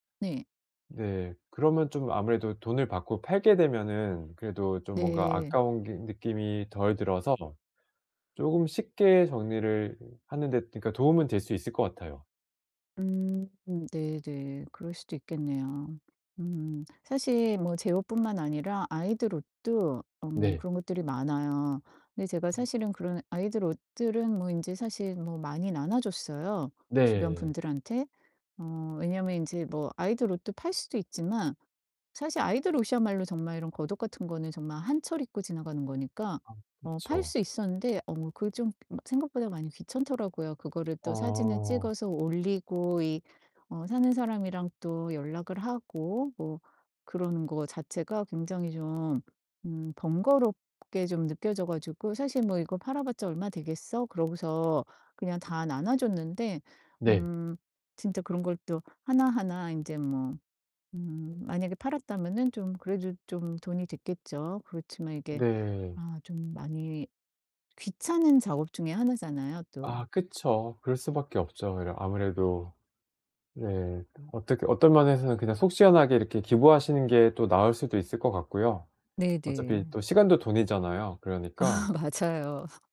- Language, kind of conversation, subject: Korean, advice, 집 안 물건 정리를 어디서부터 시작해야 하고, 기본 원칙은 무엇인가요?
- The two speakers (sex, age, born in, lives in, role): female, 50-54, South Korea, United States, user; male, 40-44, South Korea, South Korea, advisor
- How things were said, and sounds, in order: distorted speech; laughing while speaking: "아"